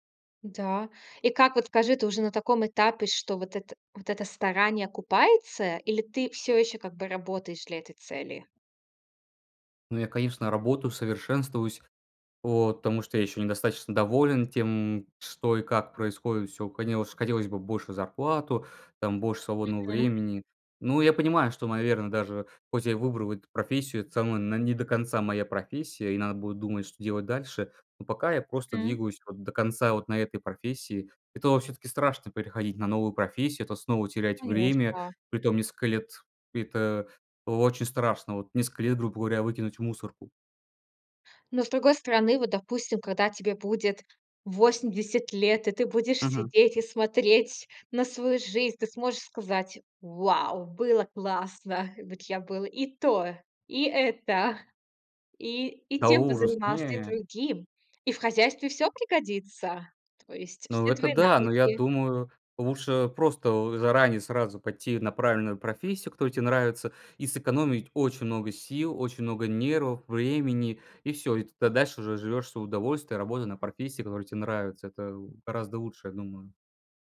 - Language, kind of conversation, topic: Russian, podcast, Как выбрать работу, если не знаешь, чем заняться?
- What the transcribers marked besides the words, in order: other noise